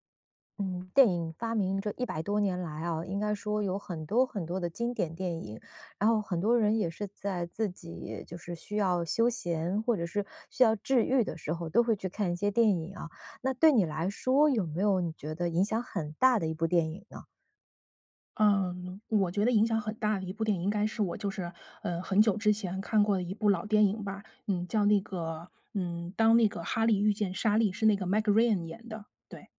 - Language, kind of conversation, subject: Chinese, podcast, 你能跟我们分享一部对你影响很大的电影吗？
- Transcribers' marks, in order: none